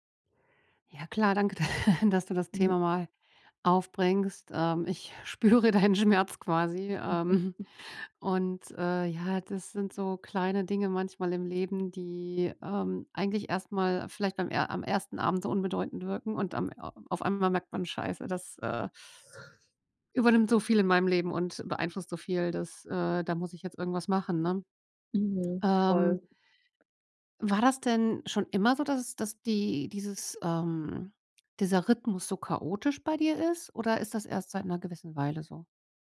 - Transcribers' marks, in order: laughing while speaking: "da"; chuckle; laughing while speaking: "spüre deinen Schmerz"; laughing while speaking: "ähm"; unintelligible speech; other background noise
- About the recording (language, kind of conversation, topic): German, advice, Wie kann ich meine Abendroutine so gestalten, dass ich zur Ruhe komme und erholsam schlafe?